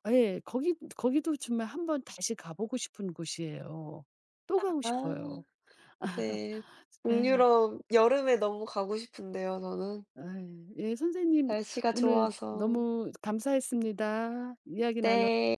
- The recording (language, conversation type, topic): Korean, unstructured, 가장 가고 싶은 여행지는 어디이며, 그 이유는 무엇인가요?
- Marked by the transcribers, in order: other background noise; laugh; tapping